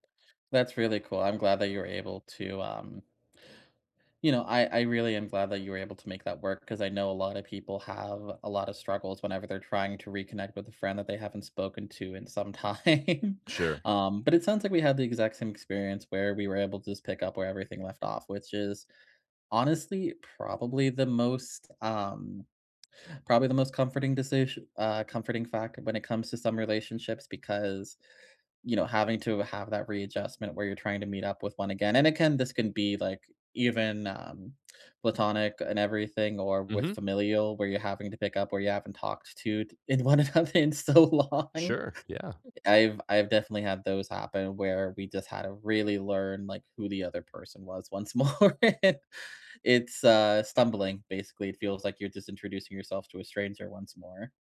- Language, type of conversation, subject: English, unstructured, How do I manage friendships that change as life gets busier?
- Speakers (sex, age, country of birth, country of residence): male, 30-34, United States, United States; male, 30-34, United States, United States
- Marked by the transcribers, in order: tapping; laughing while speaking: "time"; "again" said as "acain"; laughing while speaking: "in one another in so long"; laughing while speaking: "more"